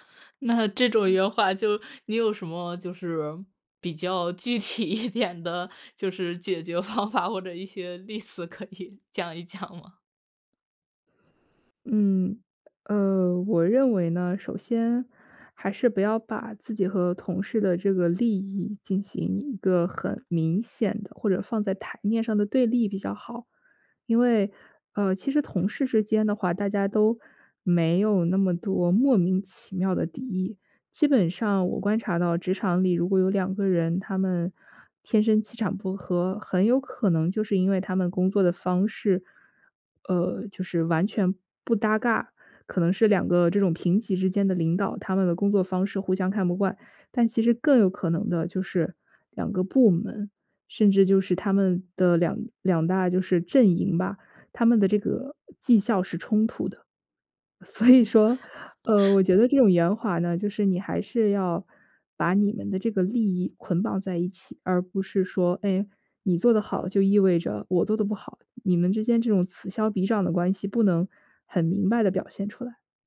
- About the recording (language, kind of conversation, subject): Chinese, podcast, 你会给刚踏入职场的人什么建议？
- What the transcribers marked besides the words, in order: laughing while speaking: "那这种圆滑就 你有什么 … 可以讲一讲吗"; other background noise; laughing while speaking: "所以说"; laugh